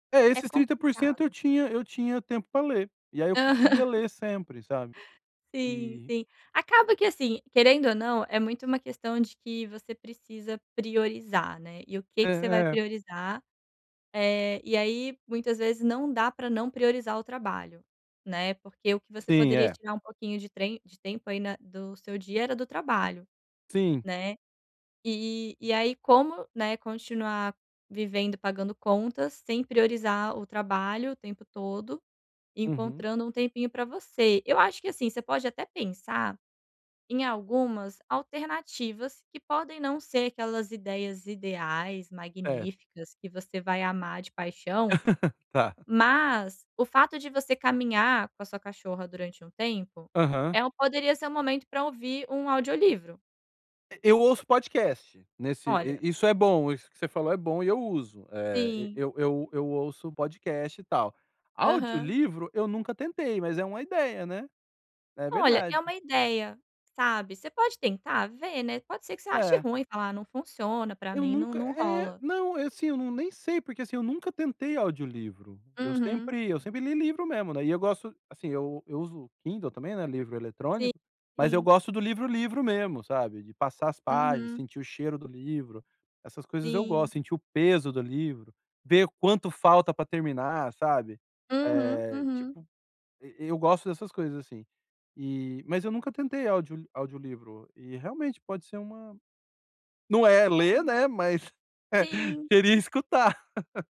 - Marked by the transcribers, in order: laughing while speaking: "Aham"; laugh; unintelligible speech; chuckle
- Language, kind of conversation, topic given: Portuguese, advice, Como posso encontrar tempo para ler e me entreter?